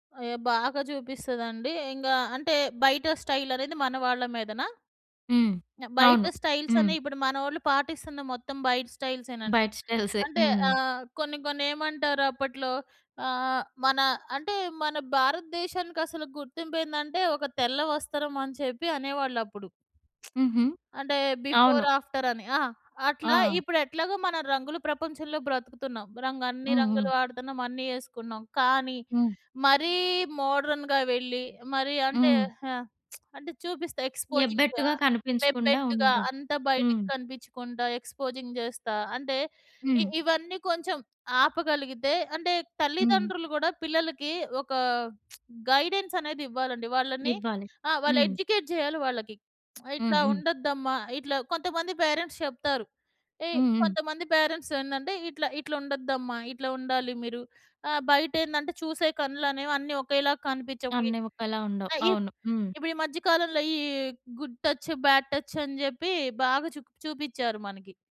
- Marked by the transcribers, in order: in English: "స్టైల్"; in English: "స్టైల్స్"; lip smack; in English: "బిఫోర్, ఆఫ్టర్"; in English: "మోడర్న్‌గా"; lip smack; in English: "ఎ‌క్స్‌పోజింగ్‌గా"; in English: "ఎక్స్‌పోజింగ్"; lip smack; in English: "గైడెన్స్"; in English: "ఎడ్యుకేట్"; lip smack; in English: "పేరెంట్స్"; in English: "పేరెంట్స్"; in English: "గుడ్ టచ్, బాడ్ టచ్"
- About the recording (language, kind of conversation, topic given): Telugu, podcast, సంస్కృతి మీ స్టైల్‌పై ఎలా ప్రభావం చూపింది?